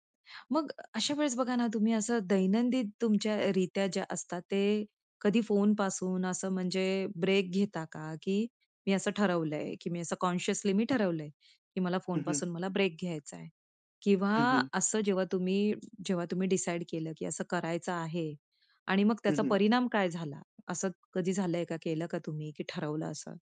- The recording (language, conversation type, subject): Marathi, podcast, फोनचा वापर तुमच्या ऊर्जेवर कसा परिणाम करतो, असं तुम्हाला वाटतं?
- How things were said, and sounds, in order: other noise; tapping; in English: "कॉन्शियसली"; other background noise